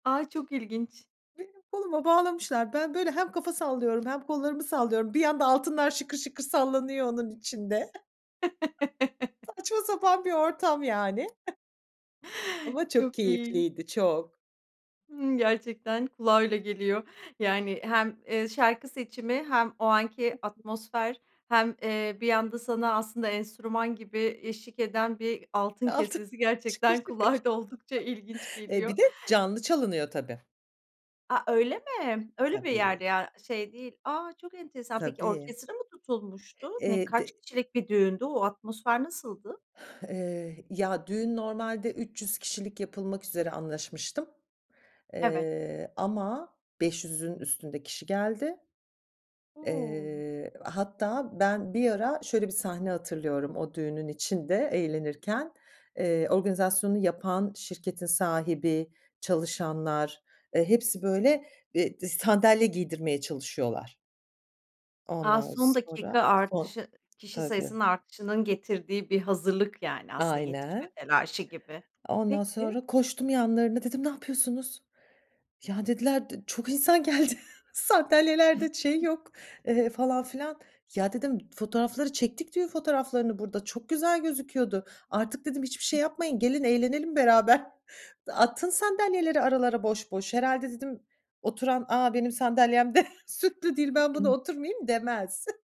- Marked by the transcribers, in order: chuckle; other background noise; chuckle; unintelligible speech; laughing while speaking: "Altın. Şıkır şıkır"; laughing while speaking: "da oldukça ilginç geliyor"; chuckle; tapping; laughing while speaking: "geldi, sandalyelerde"; chuckle; laughing while speaking: "beraber"; laughing while speaking: "süslü değil, ben buna oturmayayım. demez"; unintelligible speech; chuckle
- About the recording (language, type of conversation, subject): Turkish, podcast, Hayatının film müziğinde ilk hangi şarkı yer alırdı?